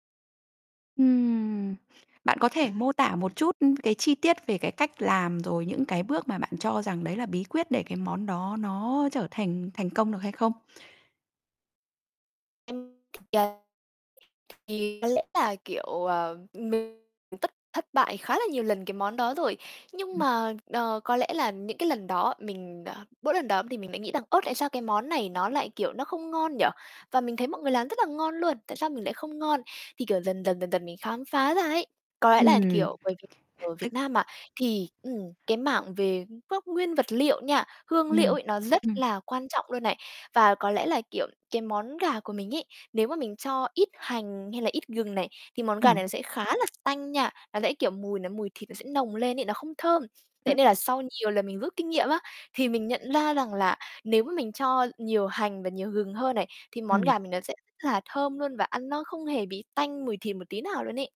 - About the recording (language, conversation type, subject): Vietnamese, podcast, Món ăn tự nấu nào khiến bạn tâm đắc nhất, và vì sao?
- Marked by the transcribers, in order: unintelligible speech; distorted speech; other background noise; tapping; unintelligible speech